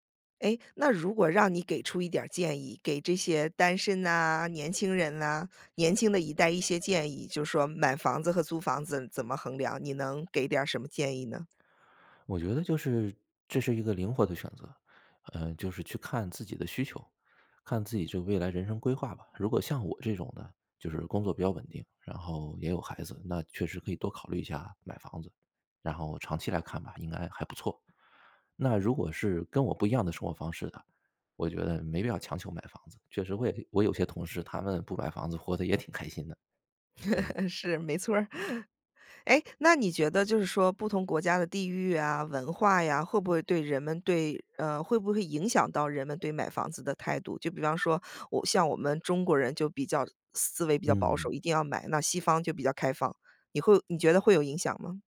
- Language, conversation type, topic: Chinese, podcast, 你会如何权衡买房还是租房？
- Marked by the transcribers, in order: laugh; laughing while speaking: "是，没错儿"